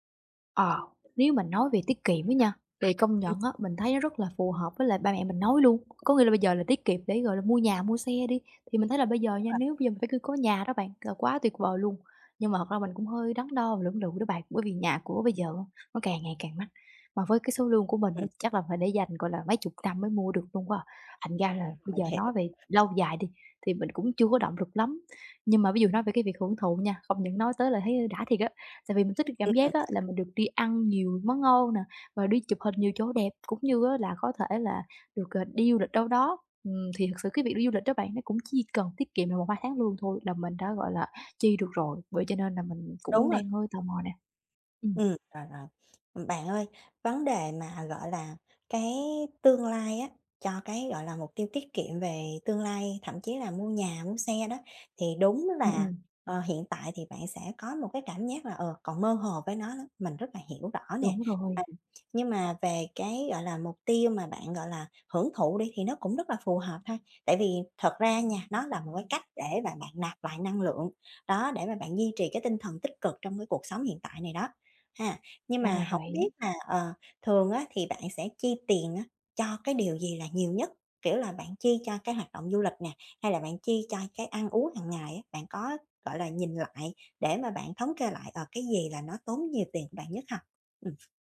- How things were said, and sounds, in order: tapping; other background noise
- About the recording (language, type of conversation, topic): Vietnamese, advice, Làm sao để cân bằng giữa việc hưởng thụ hiện tại và tiết kiệm dài hạn?